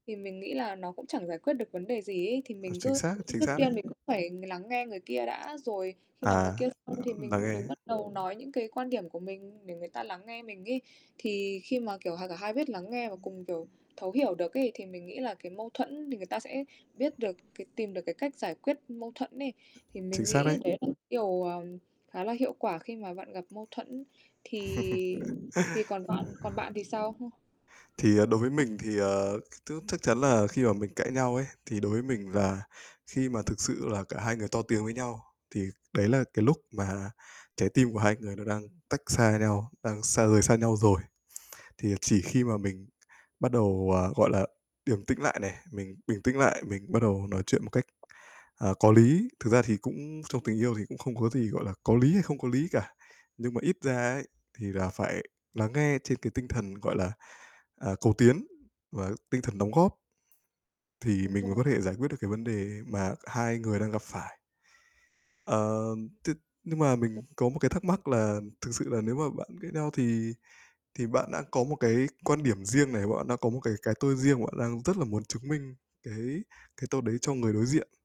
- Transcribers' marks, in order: distorted speech; other background noise; tapping; chuckle; unintelligible speech; unintelligible speech
- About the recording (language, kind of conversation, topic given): Vietnamese, unstructured, Làm sao để giải quyết mâu thuẫn trong tình cảm một cách hiệu quả?
- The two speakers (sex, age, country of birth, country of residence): female, 20-24, Vietnam, United States; male, 25-29, Vietnam, Vietnam